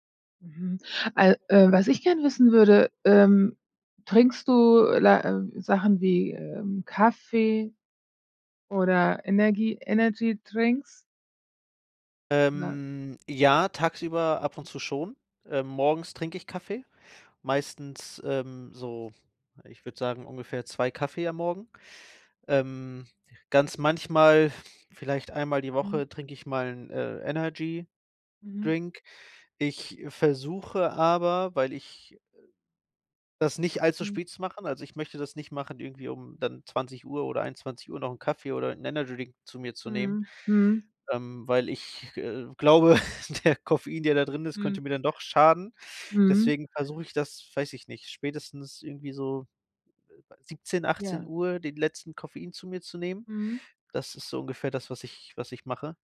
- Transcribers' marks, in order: other background noise; laughing while speaking: "glaube, der Koffein"; tapping
- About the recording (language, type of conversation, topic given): German, advice, Warum kann ich trotz Müdigkeit nicht einschlafen?